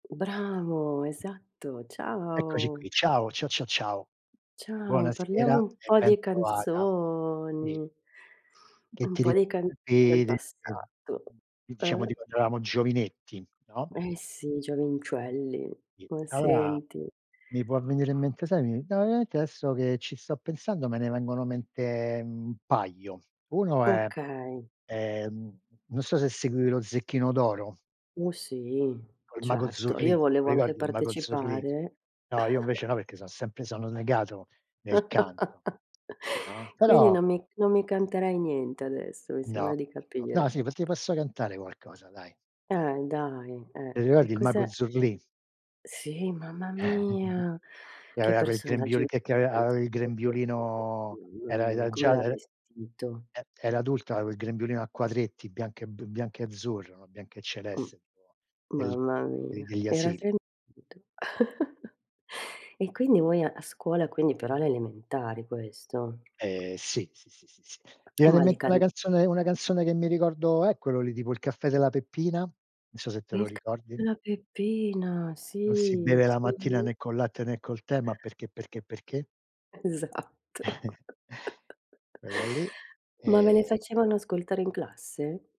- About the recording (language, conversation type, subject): Italian, unstructured, Quale canzone ti riporta subito ai tempi della scuola?
- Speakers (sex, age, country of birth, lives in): female, 50-54, Italy, Italy; male, 60-64, Italy, United States
- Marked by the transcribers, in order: other background noise; tapping; "Ciao" said as "cia"; "ciao" said as "cia"; drawn out: "canzoni"; unintelligible speech; "giovincelli" said as "giovinsciuelli"; unintelligible speech; "veramente" said as "eamente"; chuckle; chuckle; chuckle; "aveva" said as "aea"; unintelligible speech; background speech; unintelligible speech; chuckle; put-on voice: "Non si beve la mattina … perché, perché, perché?"; laughing while speaking: "Esatto"; chuckle